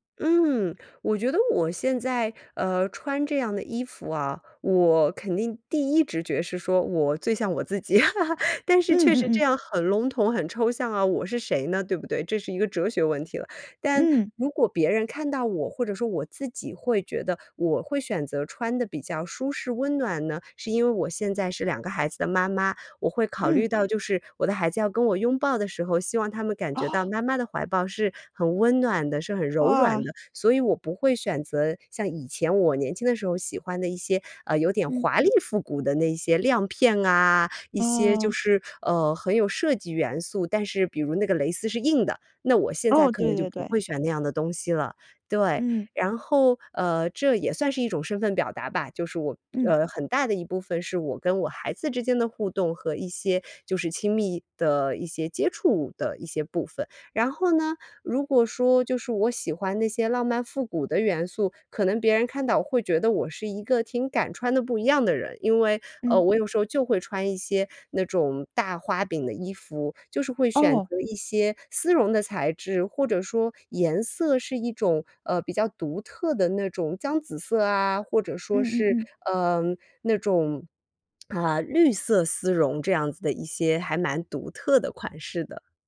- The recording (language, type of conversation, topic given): Chinese, podcast, 你觉得你的穿衣风格在传达什么信息？
- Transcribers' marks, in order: laugh; surprised: "哦"; lip smack